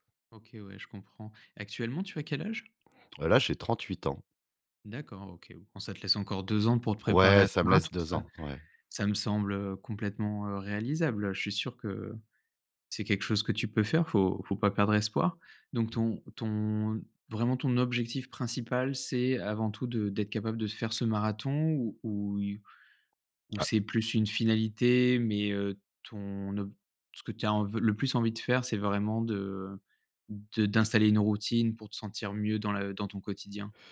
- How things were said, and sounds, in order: none
- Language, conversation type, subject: French, advice, Comment puis-je mettre en place et tenir une routine d’exercice régulière ?